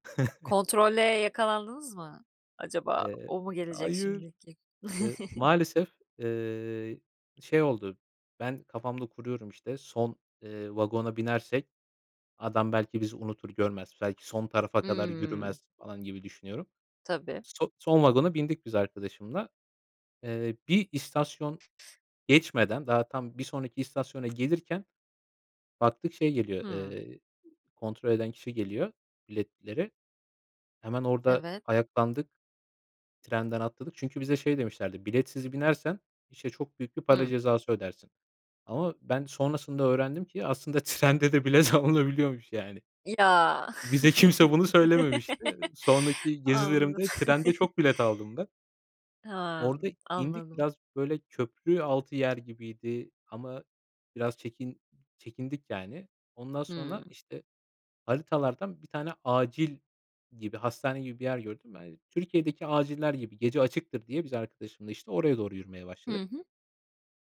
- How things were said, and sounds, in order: chuckle; chuckle; other background noise; laughing while speaking: "trende de bilet alınabiliyormuş"; laughing while speaking: "Bize kimse"; laugh; laughing while speaking: "Anladım"; laugh; tapping
- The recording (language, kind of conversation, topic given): Turkish, podcast, En unutulmaz seyahat deneyimini anlatır mısın?